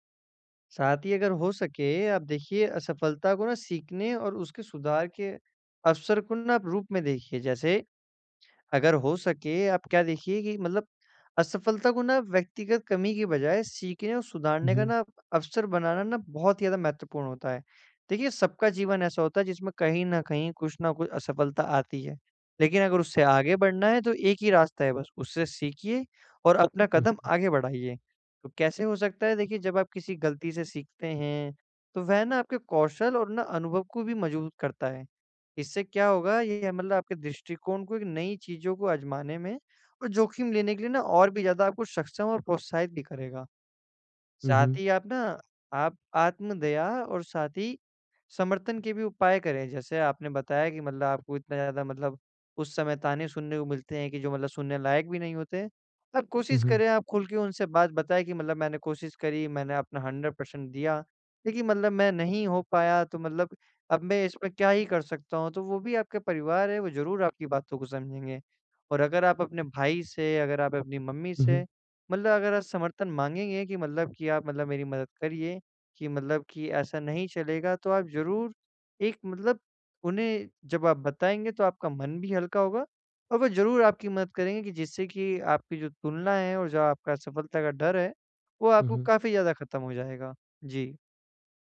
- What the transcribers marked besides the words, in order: in English: "हंड्रेड पर्सेंट"
- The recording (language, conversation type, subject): Hindi, advice, तुलना और असफलता मेरे शौक और कोशिशों को कैसे प्रभावित करती हैं?